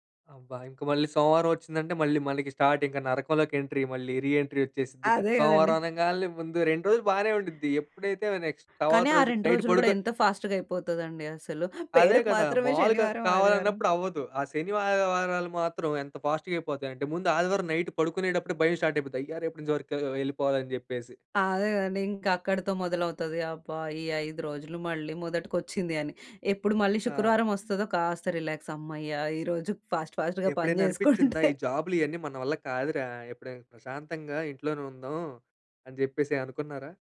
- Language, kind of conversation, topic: Telugu, podcast, పని మీద ఆధారపడకుండా సంతోషంగా ఉండేందుకు మీరు మీకు మీరే ఏ విధంగా పరిమితులు పెట్టుకుంటారు?
- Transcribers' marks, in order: in English: "స్టార్ట్"; in English: "ఎంట్రీ"; in English: "రీ ఎంట్రీ"; other background noise; in English: "నెక్స్ట్"; in English: "నైట్"; in English: "ఫాస్ట్‌గా"; in English: "ఫాస్ట్‌గా"; in English: "నైట్"; in English: "స్టార్ట్"; in English: "వర్క్"; in English: "రిలాక్స్"; in English: "ఫాస్ట్ ఫాస్ట్‌గా"; laugh